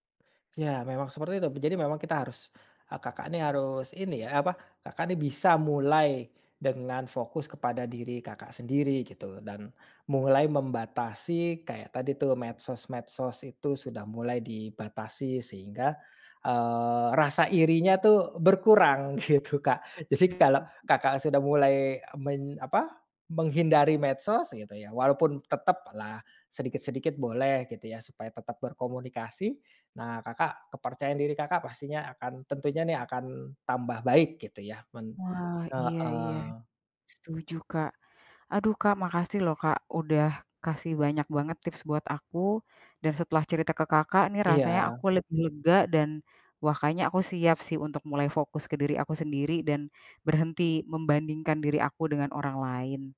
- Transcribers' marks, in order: laughing while speaking: "gitu"; laughing while speaking: "Jadi"; other background noise
- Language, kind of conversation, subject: Indonesian, advice, Bagaimana saya bisa berhenti membandingkan diri dengan orang lain dan menemukan kekuatan unik saya?